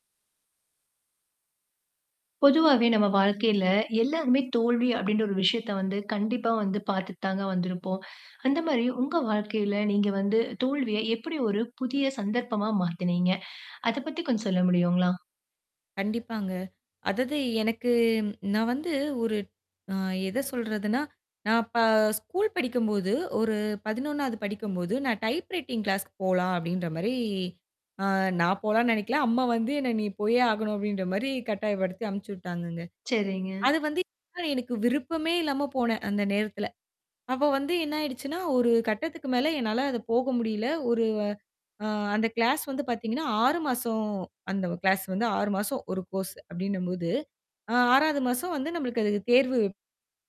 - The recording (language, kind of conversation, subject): Tamil, podcast, தோல்வியை ஒரு புதிய வாய்ப்பாகப் பார்க்க நீங்கள் எப்போது, எப்படி தொடங்கினீர்கள்?
- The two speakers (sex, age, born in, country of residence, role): female, 25-29, India, India, guest; female, 30-34, India, India, host
- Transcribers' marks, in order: static; tapping; in English: "டைப்ரைட்டிங் கிளாஸ்க்கு"; distorted speech; in English: "கிளாஸ்"; in English: "கோர்ஸ்"